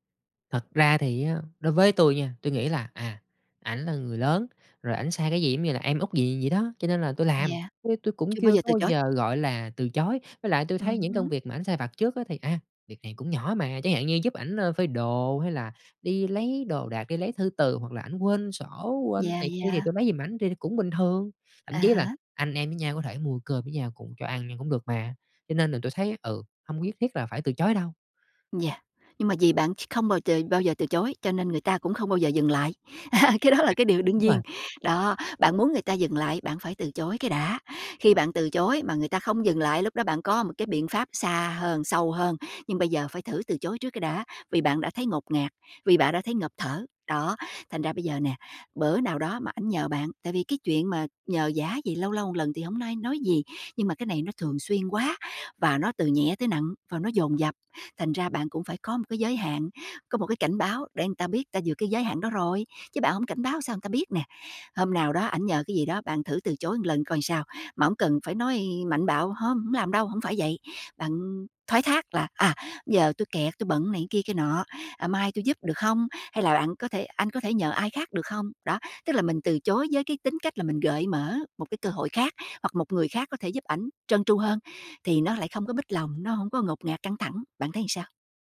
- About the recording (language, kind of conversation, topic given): Vietnamese, advice, Bạn lợi dụng mình nhưng mình không biết từ chối
- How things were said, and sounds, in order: tapping; laugh; laughing while speaking: "Cái đó là cái điều đương nhiên"